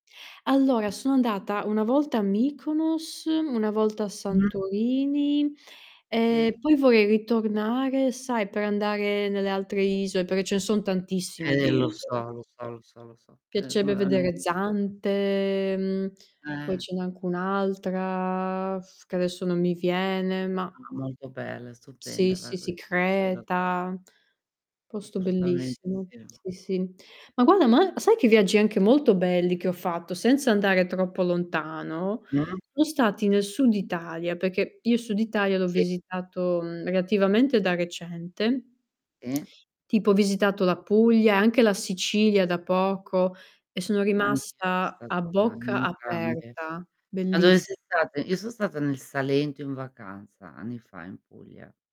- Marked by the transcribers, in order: tapping; distorted speech; "Piacerebbe" said as "piacebbe"; other background noise; drawn out: "altra"; tongue click; unintelligible speech
- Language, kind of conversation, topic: Italian, unstructured, Qual è il viaggio più bello che hai mai fatto?